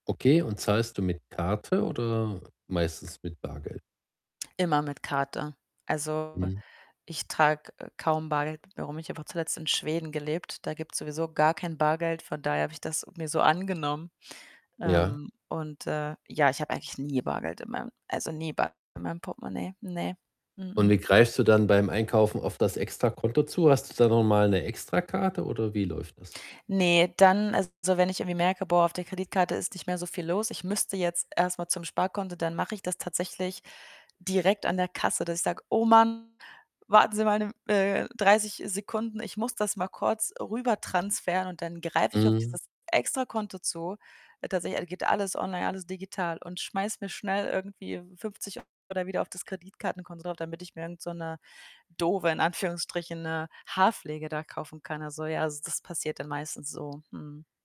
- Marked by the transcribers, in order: other background noise; distorted speech; static; "transferieren" said as "transferen"
- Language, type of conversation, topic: German, advice, Warum fühle ich mich beim Einkaufen oft überfordert und habe Schwierigkeiten, Kaufentscheidungen zu treffen?